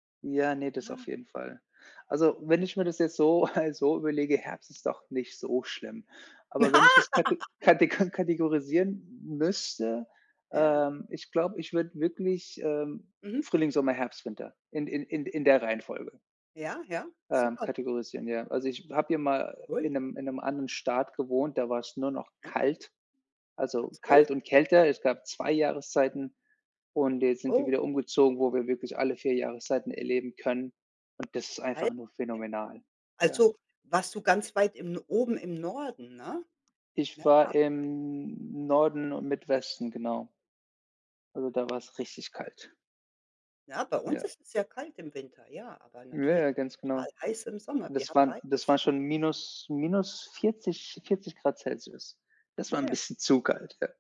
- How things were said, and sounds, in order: laughing while speaking: "halt"; laughing while speaking: "Ja"; laugh; other background noise; tapping; unintelligible speech
- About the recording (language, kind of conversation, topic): German, unstructured, Welche Jahreszeit magst du am liebsten und warum?